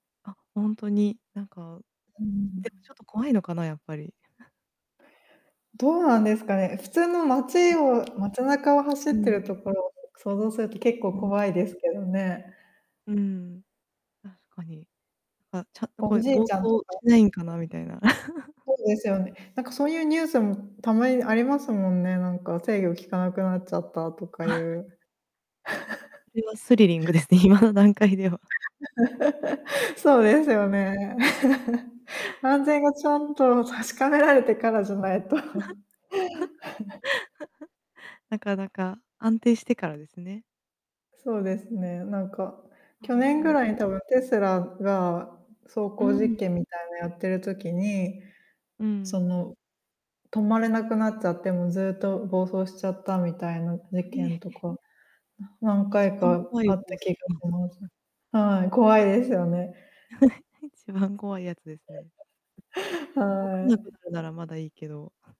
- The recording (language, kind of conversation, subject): Japanese, unstructured, 未来の車にどんな期待をしていますか？
- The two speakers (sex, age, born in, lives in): female, 30-34, Japan, Japan; female, 35-39, Japan, Germany
- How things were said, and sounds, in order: distorted speech; laugh; chuckle; laughing while speaking: "ですね、 今の段階では"; laugh; laughing while speaking: "確かめられてからじゃないと"; laugh; chuckle; unintelligible speech; laugh